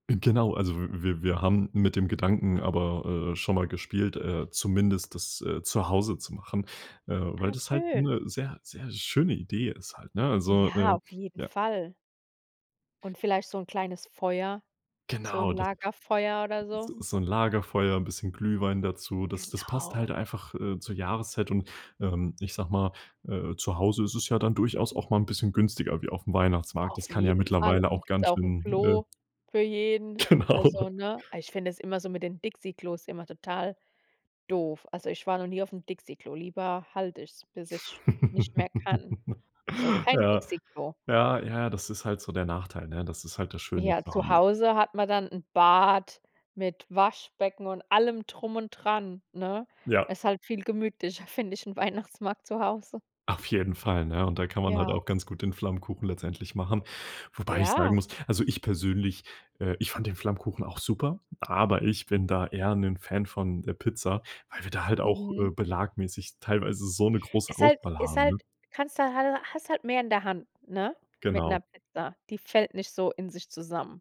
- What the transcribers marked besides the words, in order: joyful: "schön"; other background noise; put-on voice: "Genau"; laughing while speaking: "Genau"; laugh; laughing while speaking: "finde ich, 'n Weihnachtsmarkt"
- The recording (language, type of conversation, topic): German, podcast, Was kocht ihr bei euch, wenn alle zusammenkommen?